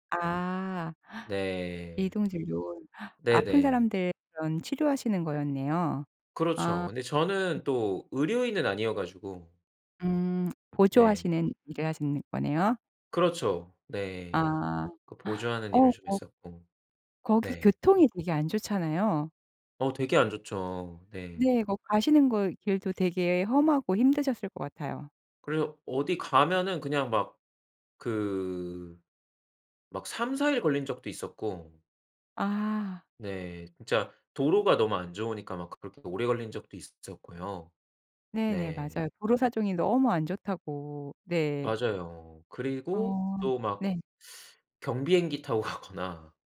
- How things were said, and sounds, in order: other background noise; laughing while speaking: "타고 가거나"
- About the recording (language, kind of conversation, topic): Korean, podcast, 여행이 당신의 삶을 바꾼 적이 있나요?